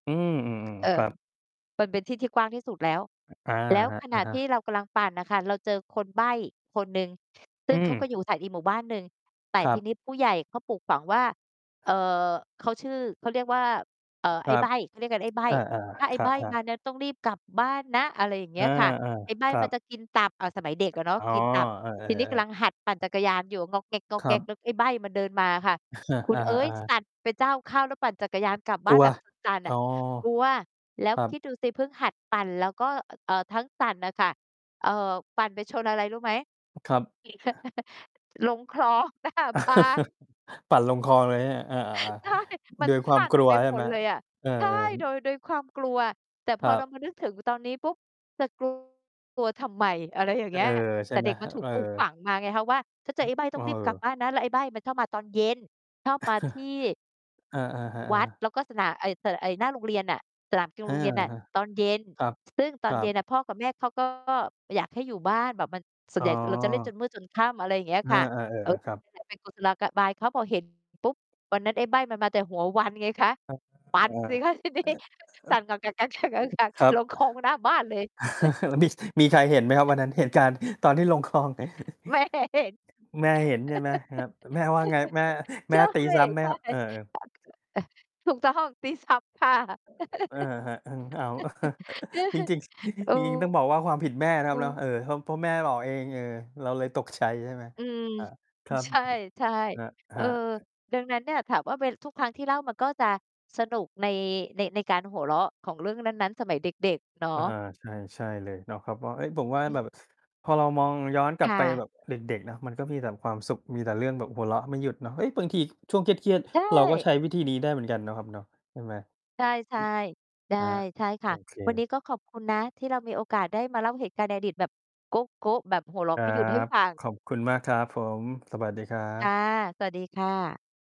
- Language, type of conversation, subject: Thai, unstructured, เคยมีเหตุการณ์ในอดีตที่ทำให้คุณหัวเราะไม่หยุดบ้างไหม?
- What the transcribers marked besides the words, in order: distorted speech; other background noise; mechanical hum; chuckle; chuckle; laughing while speaking: "หน้าบ้าน"; chuckle; laughing while speaking: "ใช่"; chuckle; unintelligible speech; other noise; laughing while speaking: "ทีนี้"; chuckle; laugh; laughing while speaking: "แม่เห็น ใช่ ๆ"; chuckle; laugh; unintelligible speech; chuckle; laugh